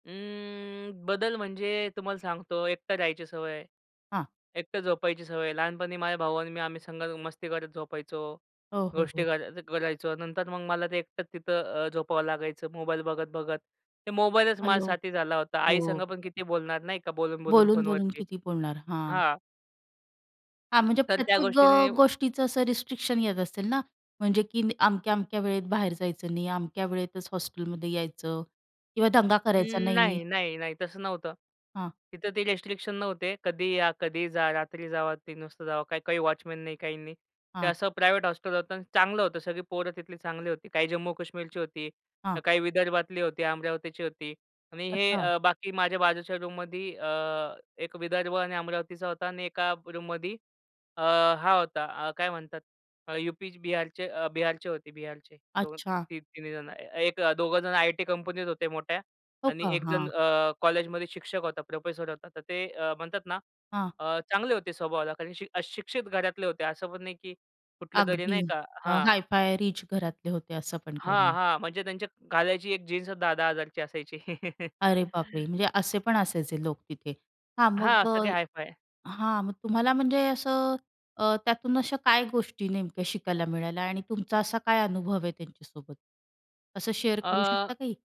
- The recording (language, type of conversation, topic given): Marathi, podcast, पहिल्यांदा घरापासून दूर राहिल्यावर तुम्हाला कसं वाटलं?
- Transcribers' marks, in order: tapping; in English: "रिस्ट्रिक्शन"; in English: "रिस्ट्रिक्शन"; in English: "प्रायव्हेट"; in English: "रूममध्ये"; in English: "रूममध्ये"; chuckle; other background noise; in English: "शेअर"